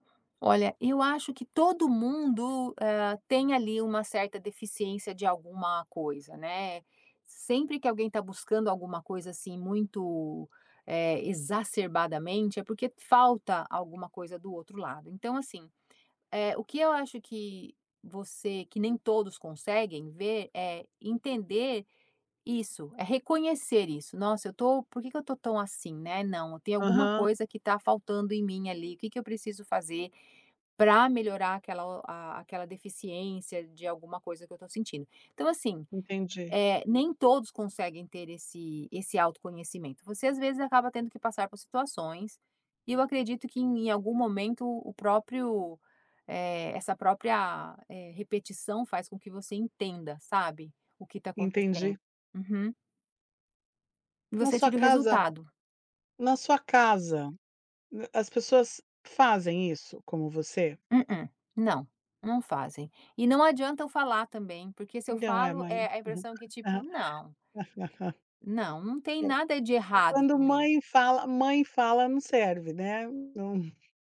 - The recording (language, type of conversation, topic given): Portuguese, podcast, Como você encaixa o autocuidado na correria do dia a dia?
- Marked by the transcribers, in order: tapping; other background noise; unintelligible speech; laugh; unintelligible speech